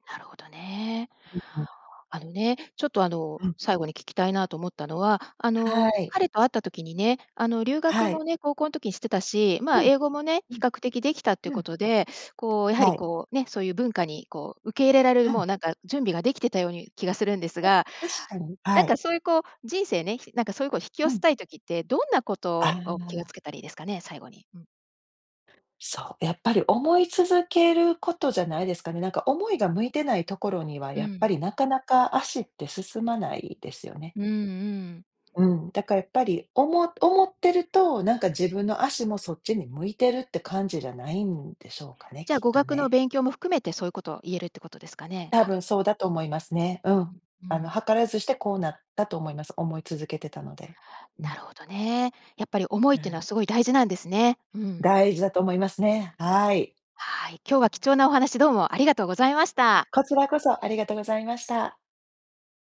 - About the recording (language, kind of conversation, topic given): Japanese, podcast, 誰かとの出会いで人生が変わったことはありますか？
- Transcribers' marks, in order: other background noise